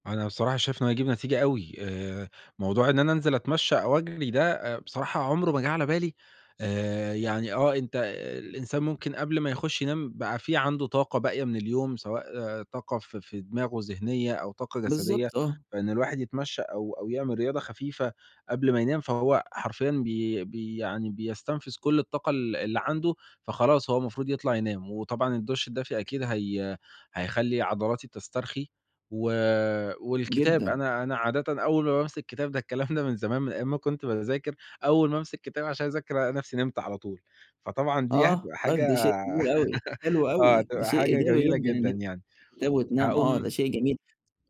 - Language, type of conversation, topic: Arabic, advice, إزاي أقدر أصحى بدري الصبح وألتزم بميعاد ثابت أبدأ بيه يومي؟
- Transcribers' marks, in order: chuckle; laugh; unintelligible speech; tapping